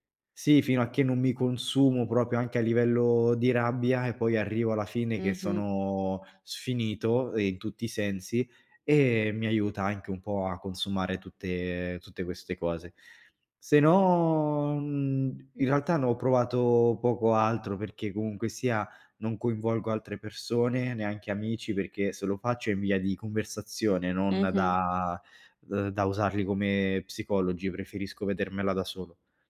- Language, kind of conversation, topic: Italian, advice, Quali ansie o pensieri ricorrenti ti impediscono di concentrarti?
- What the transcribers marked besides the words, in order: "proprio" said as "propio"; drawn out: "no"; other background noise